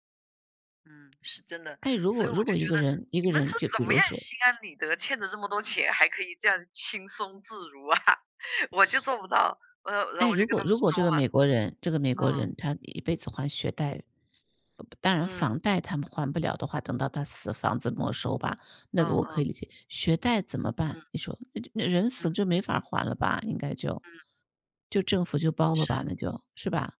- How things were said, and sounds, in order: chuckle
- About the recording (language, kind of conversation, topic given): Chinese, unstructured, 房价不断上涨，年轻人该怎么办？